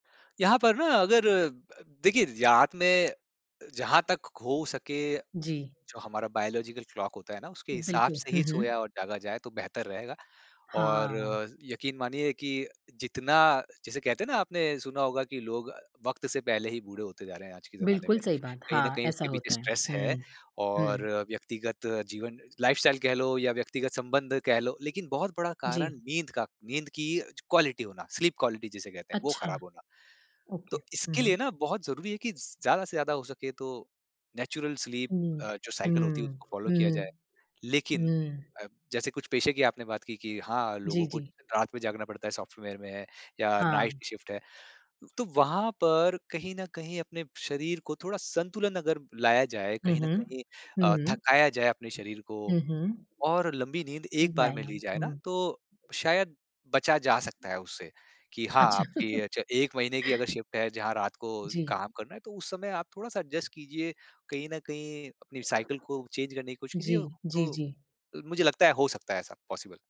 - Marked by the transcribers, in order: tapping; in English: "बायोलॉजिकल क्लॉक"; other background noise; in English: "स्ट्रेस"; in English: "लाइफ़स्टाइल"; in English: "क्वालिटी"; in English: "स्लीप क्वालिटी"; in English: "ओके"; in English: "नेचुरल स्लीप"; in English: "साइकिल"; in English: "फ़ॉलो"; in English: "सॉफ्टवेयर"; in English: "नाइट शिफ्ट"; laughing while speaking: "अच्छा"; in English: "शिफ्ट"; chuckle; in English: "एडजस्ट"; in English: "साइकिल"; in English: "चेंज"; in English: "पॉसिबल"
- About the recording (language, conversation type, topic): Hindi, podcast, नींद बेहतर करने के लिए आपके सबसे काम आने वाले सुझाव क्या हैं?